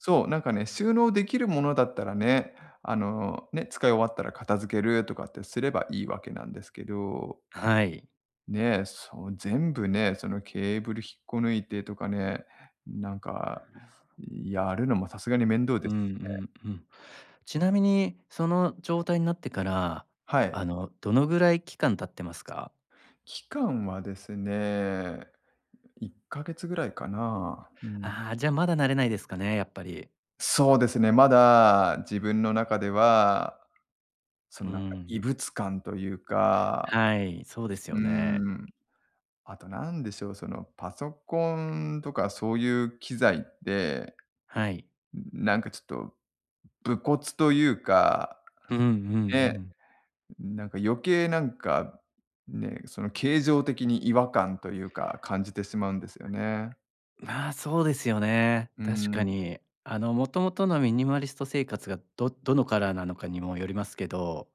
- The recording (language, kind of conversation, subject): Japanese, advice, 価値観の変化で今の生活が自分に合わないと感じるのはなぜですか？
- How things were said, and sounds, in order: tapping; unintelligible speech; teeth sucking